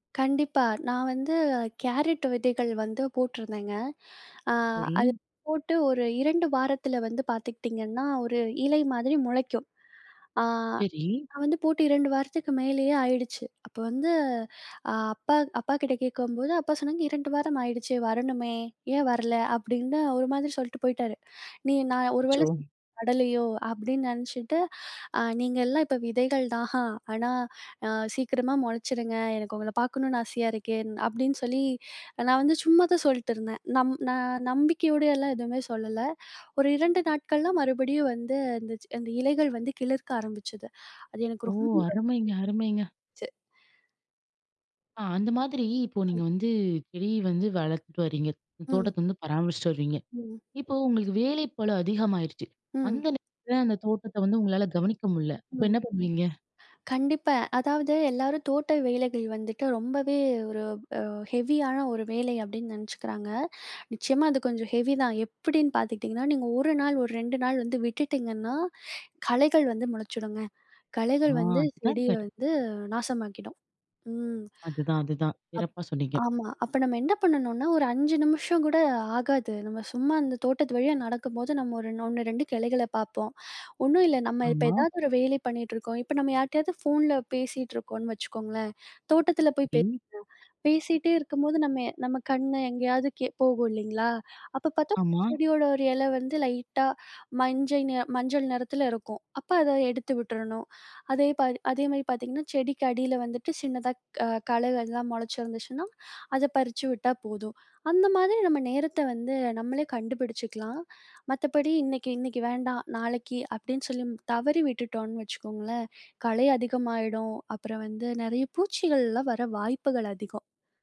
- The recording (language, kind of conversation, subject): Tamil, podcast, ஒரு பொழுதுபோக்கிற்கு தினமும் சிறிது நேரம் ஒதுக்குவது எப்படி?
- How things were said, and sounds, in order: other background noise; unintelligible speech; other noise; "முடியல" said as "முட்ல"; in English: "லைட்டா"